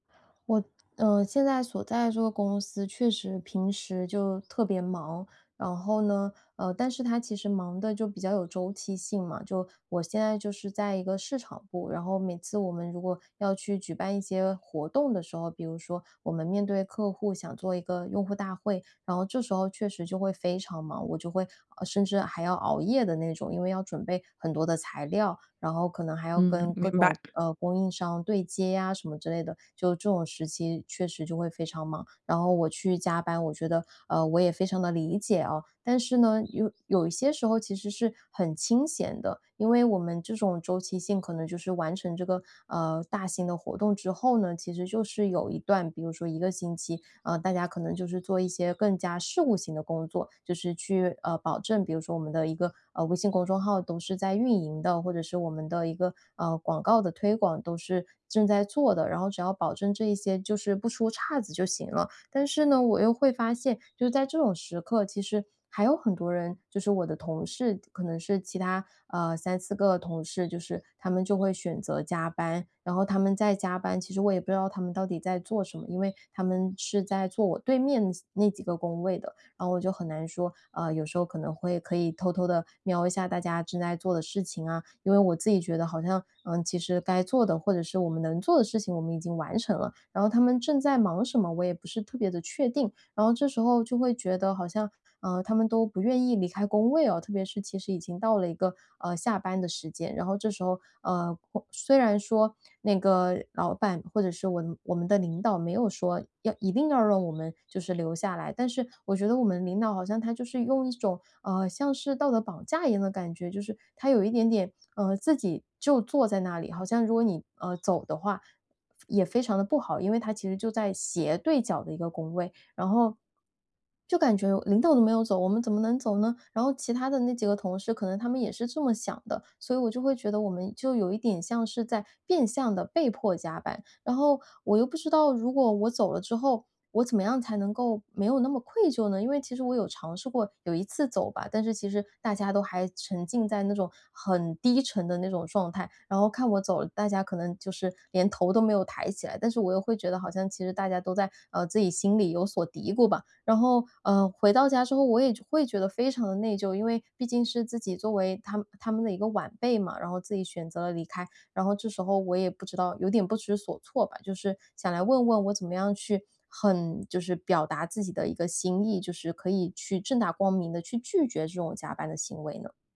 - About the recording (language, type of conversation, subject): Chinese, advice, 如何拒绝加班而不感到内疚？
- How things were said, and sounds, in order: other noise